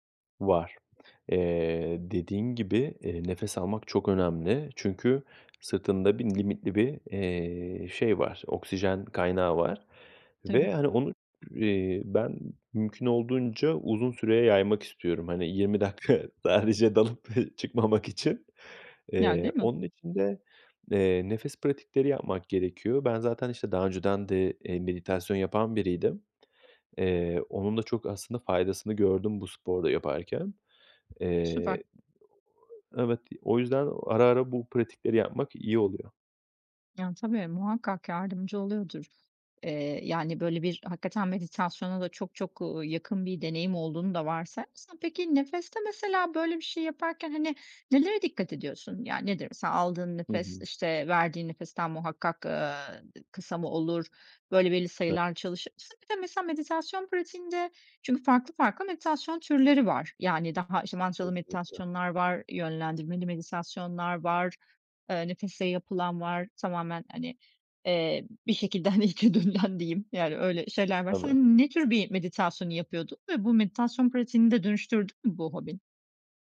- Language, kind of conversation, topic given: Turkish, podcast, Günde sadece yirmi dakikanı ayırsan hangi hobiyi seçerdin ve neden?
- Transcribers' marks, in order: other background noise; laughing while speaking: "dakika sadece dalıp"; chuckle; laughing while speaking: "hani, içe dönülen"